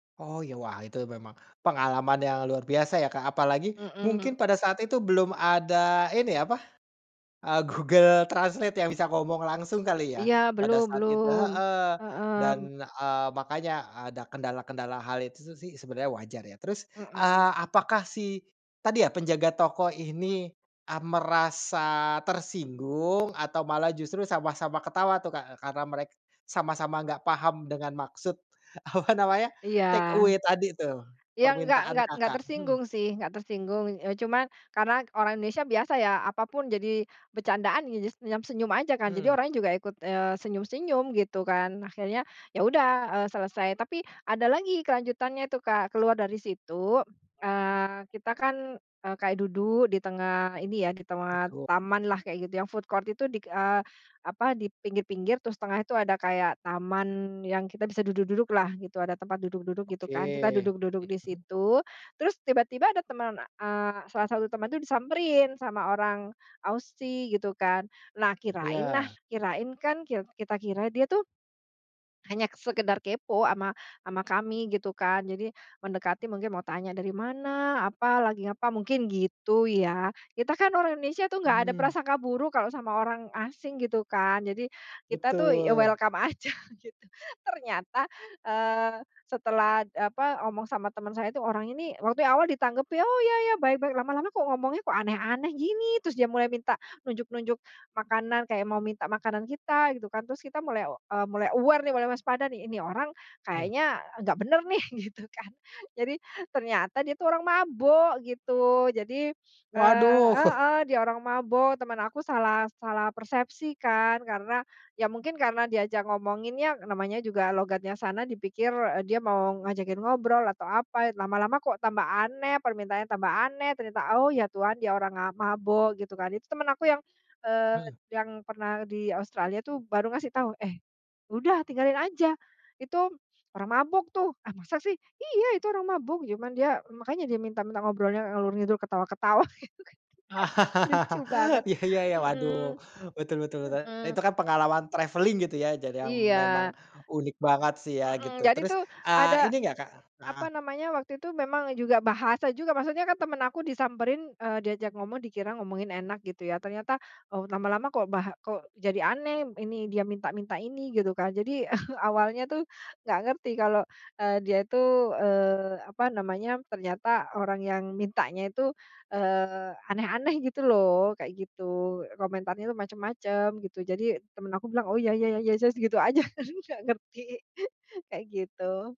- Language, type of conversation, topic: Indonesian, podcast, Pernahkah kamu mengalami momen lucu akibat salah paham bahasa saat berinteraksi dengan orang asing?
- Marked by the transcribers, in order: other background noise; laughing while speaking: "apa namanya"; in English: "take away"; tapping; in English: "food court"; in English: "welcome"; laughing while speaking: "aja gitu"; in English: "aware"; laughing while speaking: "Gitu kan"; chuckle; laugh; laughing while speaking: "Iya iya"; in Javanese: "ngalor-ngidul"; laugh; in English: "travelling"; chuckle; laughing while speaking: "tapi enggak ngerti"; laugh